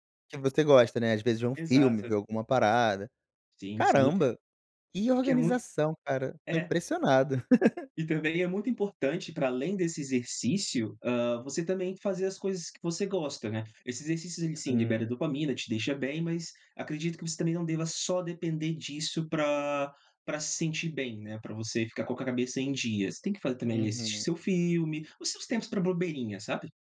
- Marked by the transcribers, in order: laugh
- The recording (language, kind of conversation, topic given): Portuguese, podcast, Como você começou a cuidar melhor da sua saúde?